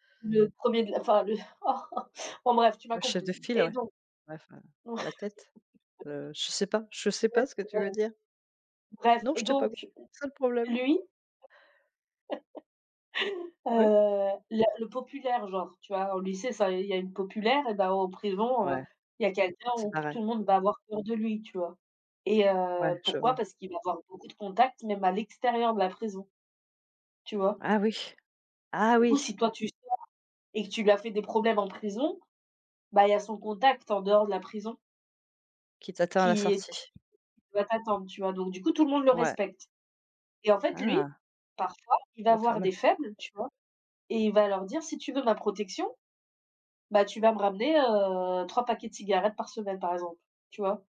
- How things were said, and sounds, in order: chuckle; chuckle; unintelligible speech; laugh; tapping
- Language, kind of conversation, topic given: French, unstructured, Comment une période de transition a-t-elle redéfini tes aspirations ?